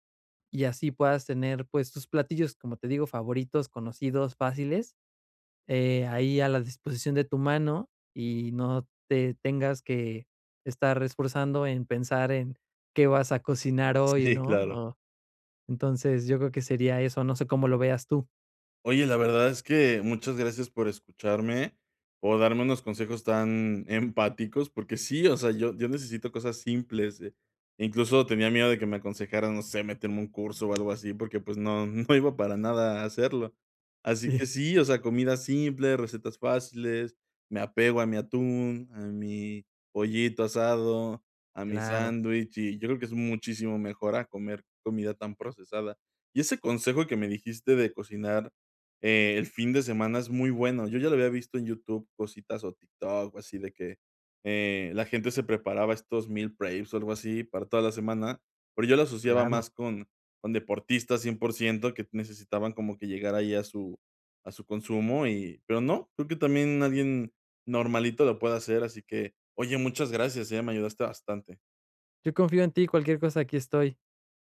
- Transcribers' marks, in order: chuckle; chuckle; laughing while speaking: "Sí"; in English: "meal preps"
- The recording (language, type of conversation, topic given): Spanish, advice, ¿Cómo puedo sentirme más seguro al cocinar comidas saludables?